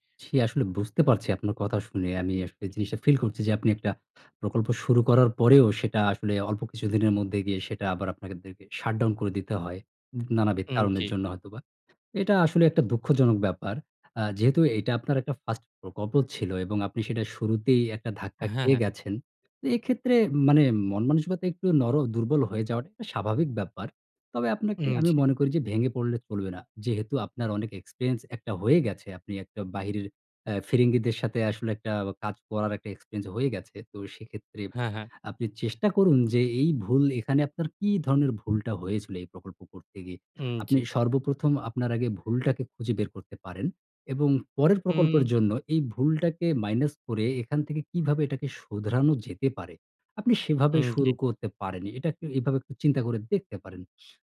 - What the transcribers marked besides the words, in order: in English: "shut down"; in English: "experience"
- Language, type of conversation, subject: Bengali, advice, আপনি বড় প্রকল্প বারবার টালতে টালতে কীভাবে শেষ পর্যন্ত অনুপ্রেরণা হারিয়ে ফেলেন?